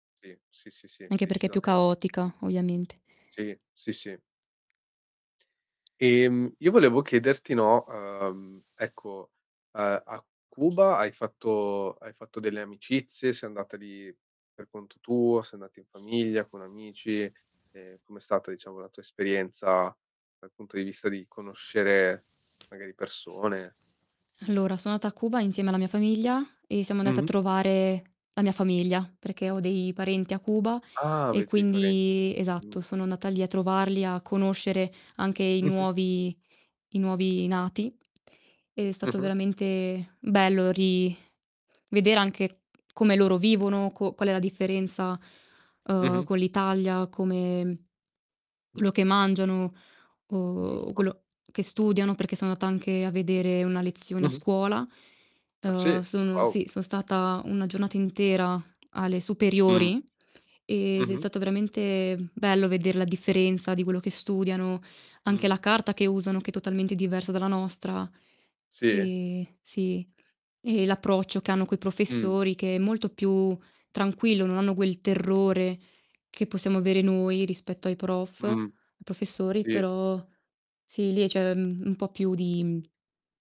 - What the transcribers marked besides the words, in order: static; tapping; other background noise; distorted speech
- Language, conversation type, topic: Italian, unstructured, Qual è stato il viaggio più bello che hai fatto?